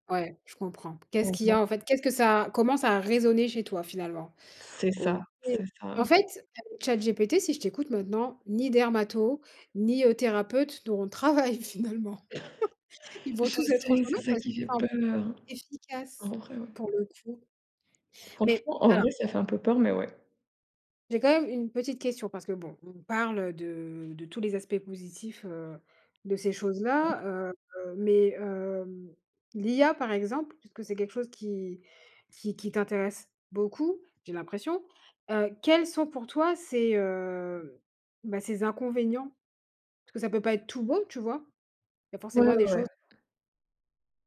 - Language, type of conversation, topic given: French, unstructured, Comment les inventions influencent-elles notre quotidien ?
- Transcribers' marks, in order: other background noise; tapping; chuckle; laughing while speaking: "de travail, finalement ?"; chuckle; unintelligible speech